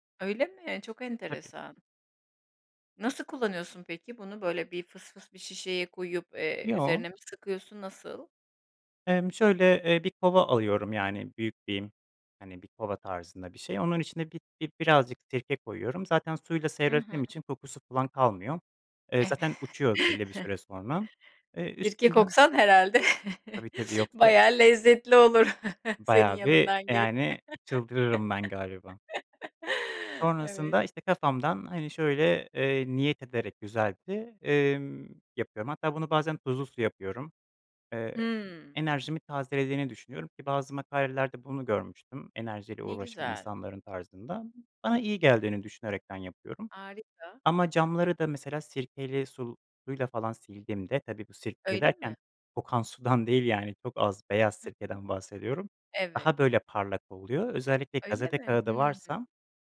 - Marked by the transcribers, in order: chuckle; chuckle; laughing while speaking: "bayağı lezzetli olur senin yanından geç Evet"; chuckle; chuckle
- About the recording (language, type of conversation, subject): Turkish, podcast, Evde temizlik düzenini nasıl kurarsın?